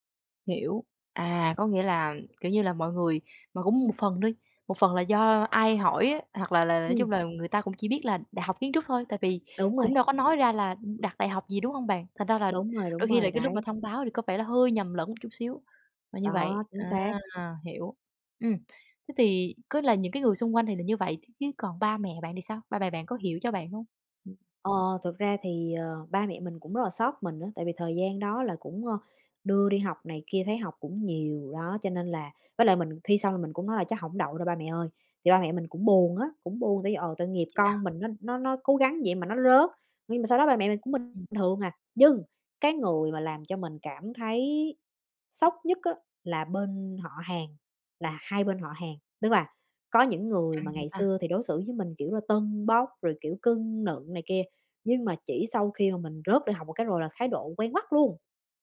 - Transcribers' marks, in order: tapping; other background noise
- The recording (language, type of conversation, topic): Vietnamese, podcast, Bạn đã phục hồi như thế nào sau một thất bại lớn?